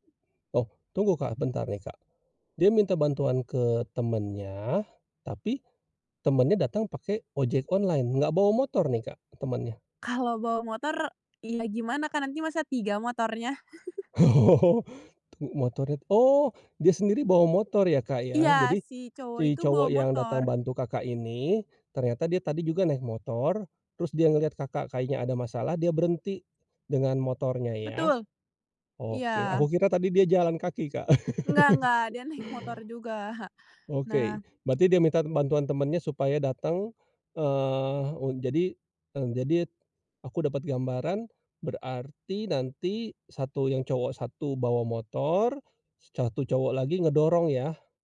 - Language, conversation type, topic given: Indonesian, podcast, Bisakah kamu menceritakan momen kebaikan tak terduga dari orang asing yang pernah kamu alami?
- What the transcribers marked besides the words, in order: other background noise; chuckle; laughing while speaking: "Oh"; laugh; laughing while speaking: "naik"; laughing while speaking: "juga"; "minta" said as "mintan"; tapping